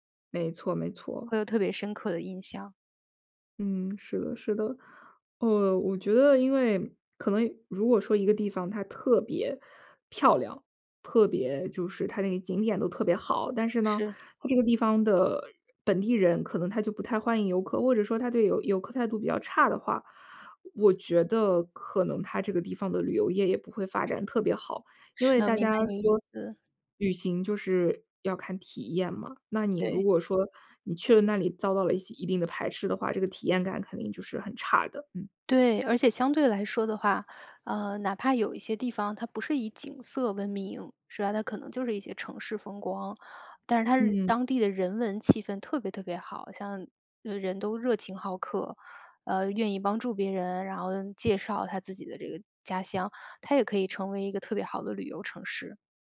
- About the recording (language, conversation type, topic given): Chinese, podcast, 在旅行中，你有没有遇到过陌生人伸出援手的经历？
- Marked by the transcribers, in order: other background noise